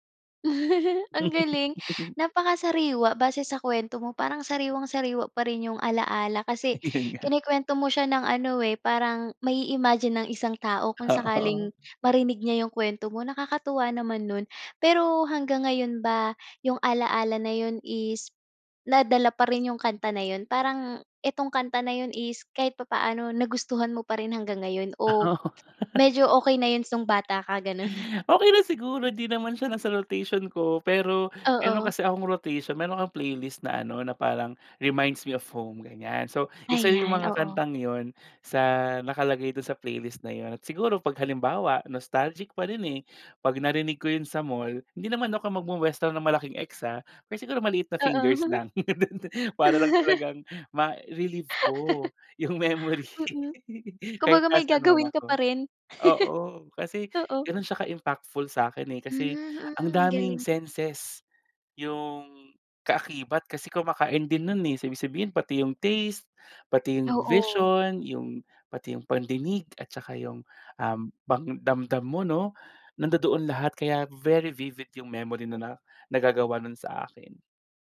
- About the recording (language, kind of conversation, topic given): Filipino, podcast, May kanta ka bang may koneksyon sa isang mahalagang alaala?
- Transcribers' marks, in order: laugh; chuckle; laughing while speaking: "Ay, yun nga"; laughing while speaking: "Oo"; laugh; gasp; in English: "Reminds me of home"; in English: "nostalgic"; laugh; laughing while speaking: "para lang talagang"; in English: "ma-relieve"; laughing while speaking: "yung memory"; laugh; in English: "impactful"; in English: "very vivid yung memory"